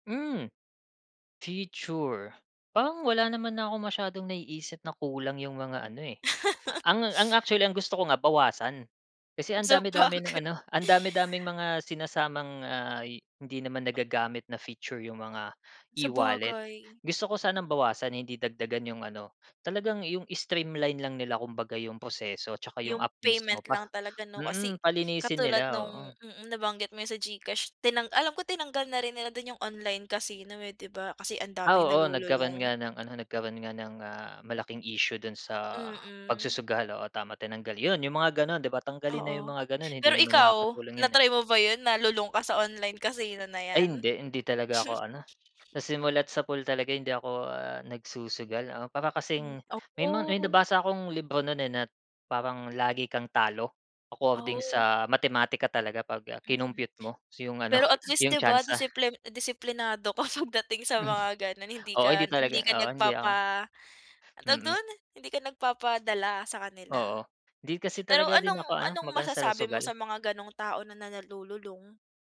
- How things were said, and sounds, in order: chuckle; laughing while speaking: "Sabagay"; tapping; chuckle
- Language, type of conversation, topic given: Filipino, podcast, Ano ang palagay mo sa pagbabayad nang hindi gumagamit ng salapi at sa paggamit ng pitaka sa telepono?